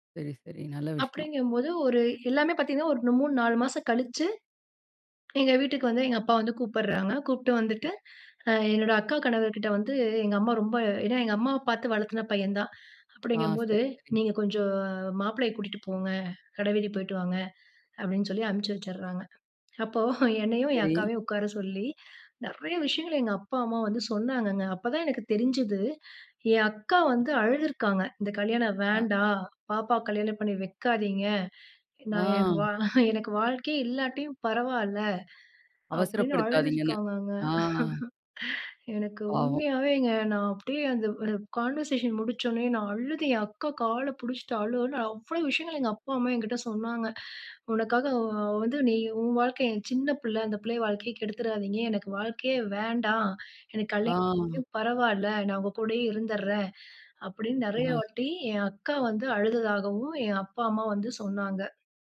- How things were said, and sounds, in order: other background noise; chuckle; chuckle; in English: "கான்வர்சேஷன்"
- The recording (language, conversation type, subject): Tamil, podcast, மீண்டும் நம்பிக்கையை உருவாக்க எவ்வளவு காலம் ஆகும் என்று நீங்கள் நினைக்கிறீர்கள்?